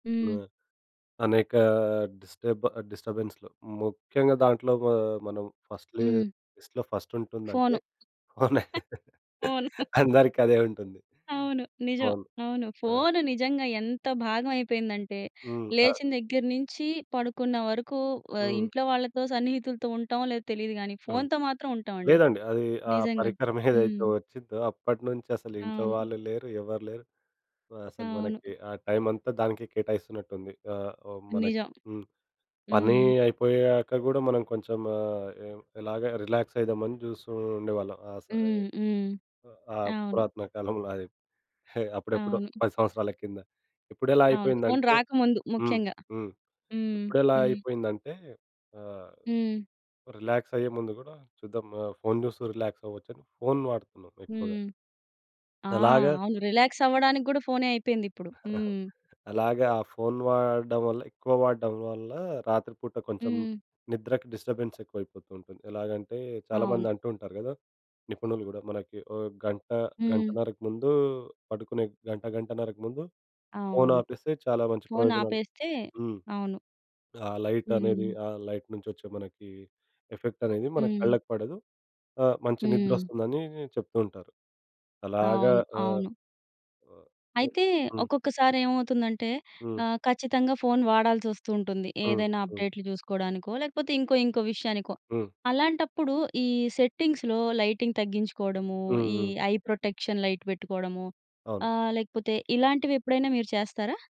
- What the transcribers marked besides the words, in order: in English: "డిస్టర్బ్ డిస్టర్బెన్స్‌లు"; in English: "ఫస్ట్‌ల లిస్ట్‌లో"; laughing while speaking: "ఫోను"; laughing while speaking: "అవునా! అందరికి అదే ఉంటుంది"; laughing while speaking: "పరికరమేదైతే"; in English: "రిలాక్స్"; in English: "రిలాక్స్"; in English: "రిలాక్స్"; in English: "రిలాక్స్"; laugh; in English: "డిస్టర్బెన్స్"; in English: "లైట్"; in English: "సెట్టింగ్స్‌లో లైటింగ్"; in English: "ఐ ప్రొటెక్షన్ లైట్"
- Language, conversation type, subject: Telugu, podcast, రాత్రి బాగా నిద్రపోవడానికి మీకు ఎలాంటి వెలుతురు మరియు శబ్ద వాతావరణం ఇష్టం?